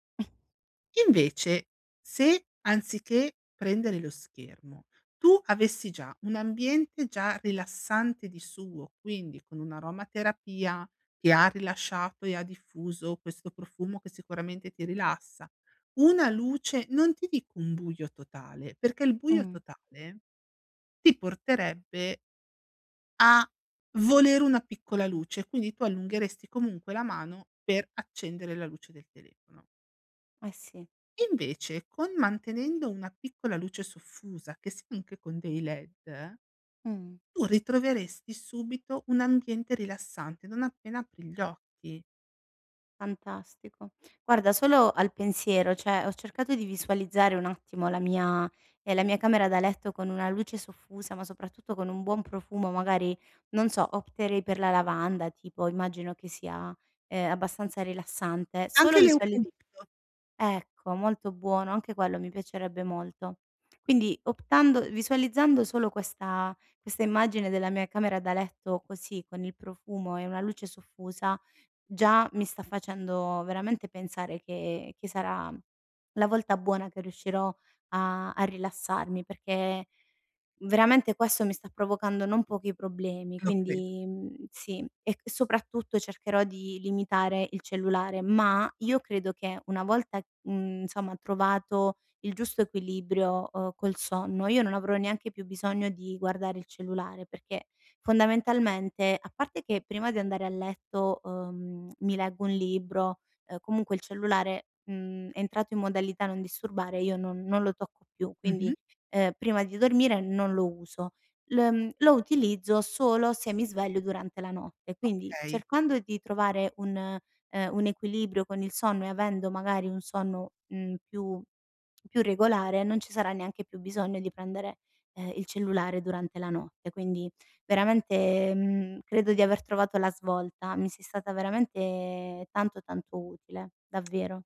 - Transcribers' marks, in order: cough; "cioè" said as "ceh"; stressed: "ma"
- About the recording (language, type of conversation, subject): Italian, advice, Come posso usare le abitudini serali per dormire meglio?